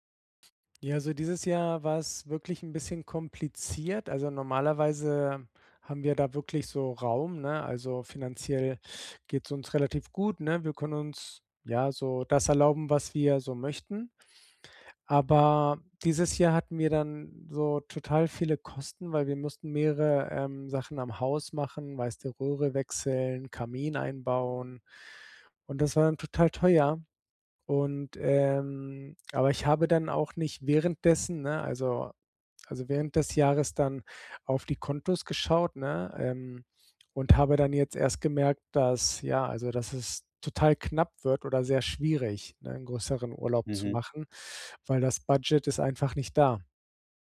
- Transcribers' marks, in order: other background noise; put-on voice: "Budget"
- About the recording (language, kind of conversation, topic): German, advice, Wie plane ich eine Reise, wenn mein Budget sehr knapp ist?
- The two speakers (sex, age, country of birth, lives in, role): male, 40-44, Germany, Spain, user; male, 45-49, Germany, Germany, advisor